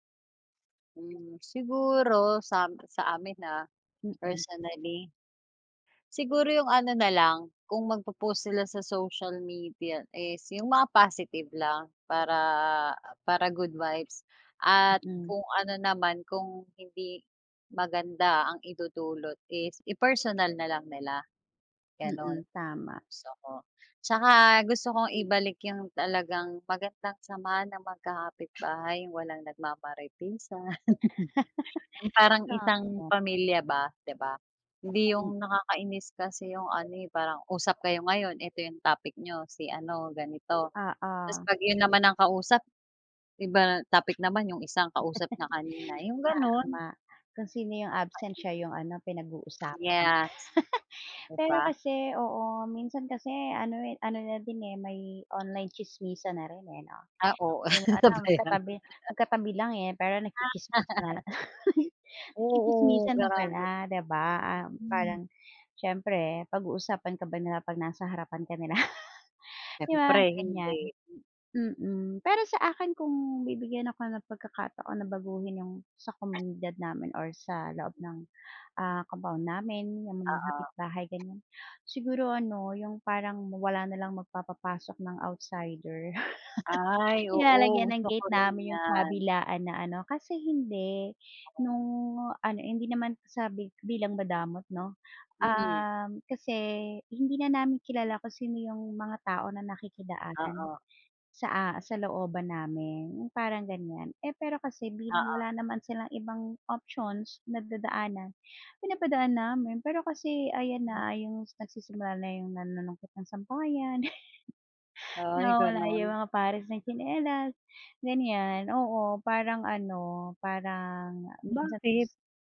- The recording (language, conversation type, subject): Filipino, unstructured, Paano mo ilalarawan ang tunay na bayanihan sa inyong barangay, at ano ang isang bagay na gusto mong baguhin sa inyong komunidad?
- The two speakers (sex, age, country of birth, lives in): female, 40-44, Philippines, Philippines; female, 40-44, Philippines, Philippines
- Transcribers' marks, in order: tapping; other background noise; laugh; laugh; laugh; laughing while speaking: "Ah oo, 'no ba 'yan. Ah"; laugh; laugh; dog barking; background speech; chuckle; other noise; laugh